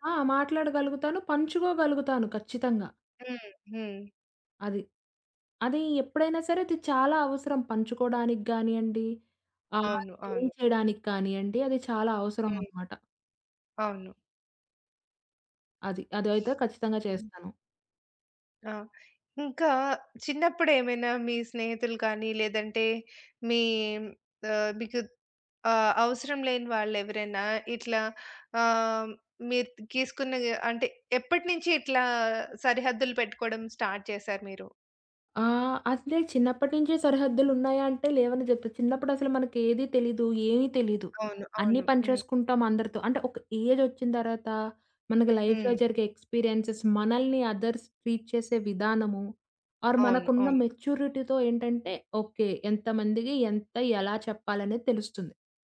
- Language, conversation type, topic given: Telugu, podcast, ఎవరైనా మీ వ్యక్తిగత సరిహద్దులు దాటితే, మీరు మొదట ఏమి చేస్తారు?
- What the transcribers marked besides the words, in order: other background noise; in English: "స్టార్ట్"; in English: "లైఫ్‌లో"; in English: "ఎక్స్‌పీరియెన్స్‌స్"; in English: "అదర్స్ ట్రీట్"; in English: "ఆర్"; in English: "మెచ్యూరిటీతో"